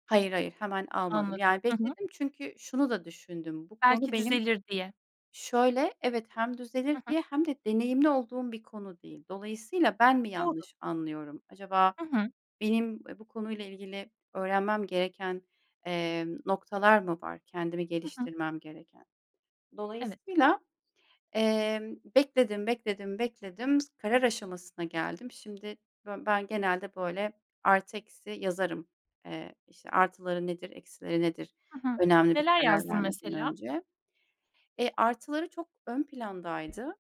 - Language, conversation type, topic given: Turkish, podcast, Bir karar verirken iç sesine mi yoksa aklına mı güvenirsin?
- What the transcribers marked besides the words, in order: none